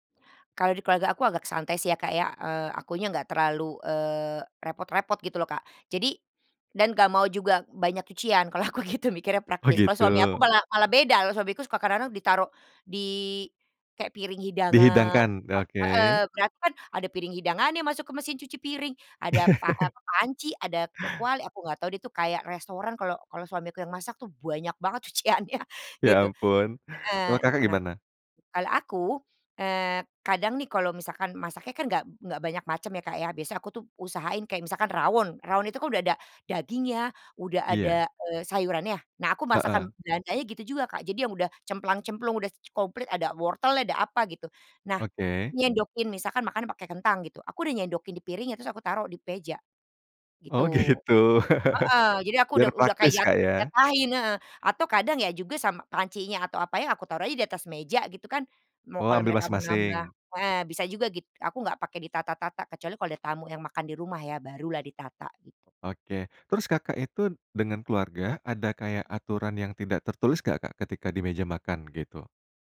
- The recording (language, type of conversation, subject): Indonesian, podcast, Bagaimana tradisi makan bersama keluarga di rumahmu?
- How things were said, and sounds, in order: laughing while speaking: "kalau aku gitu"; laugh; laughing while speaking: "cuciannya"; laughing while speaking: "gitu"; laugh